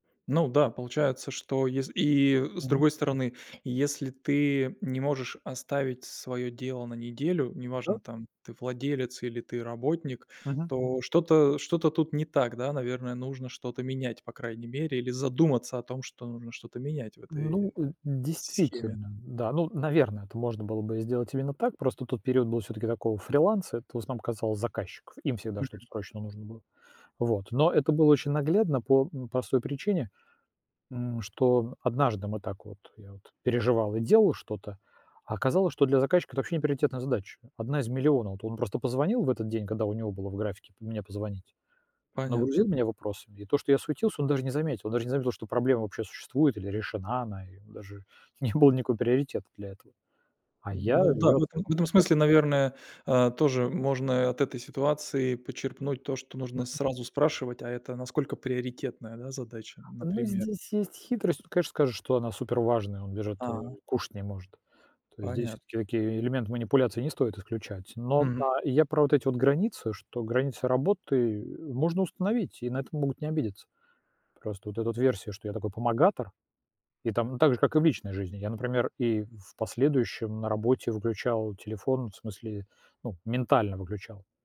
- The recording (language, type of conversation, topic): Russian, podcast, Что помогает вам балансировать работу и личную жизнь?
- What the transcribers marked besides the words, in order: laughing while speaking: "не было"; unintelligible speech; other background noise